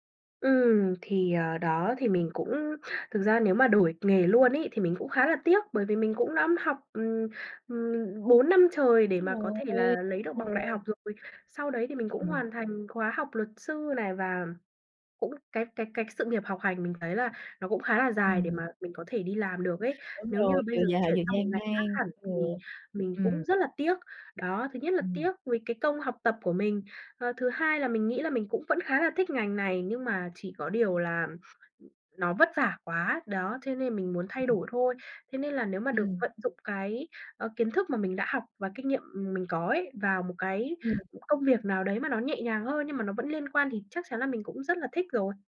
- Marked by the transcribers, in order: other background noise; tapping; other noise
- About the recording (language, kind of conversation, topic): Vietnamese, advice, Tôi đang cân nhắc đổi nghề nhưng sợ rủi ro và thất bại, tôi nên bắt đầu từ đâu?